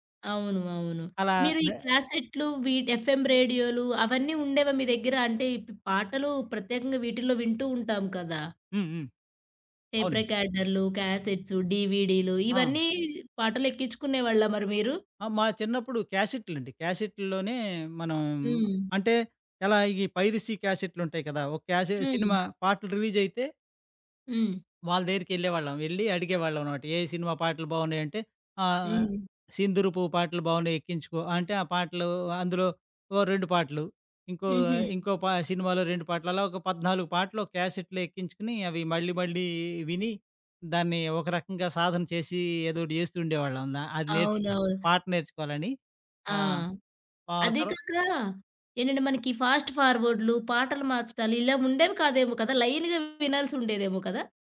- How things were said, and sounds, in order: in English: "ఎఫ్ఎం"; in English: "క్యాసెట్స్"; in English: "పైరసీ"; in English: "క్యాసెట్‌లో"; in English: "లైన్‌గా"
- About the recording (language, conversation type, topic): Telugu, podcast, మీకు ఇష్టమైన పాట ఏది, ఎందుకు?